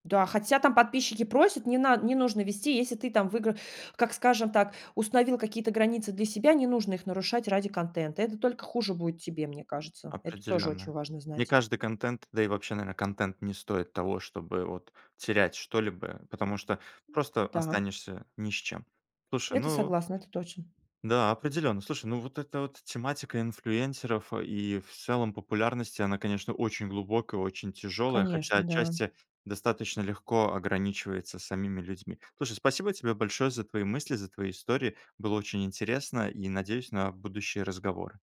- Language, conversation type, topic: Russian, podcast, Какие границы в личной жизни, по‑твоему, должны быть у инфлюенсеров?
- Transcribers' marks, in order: other background noise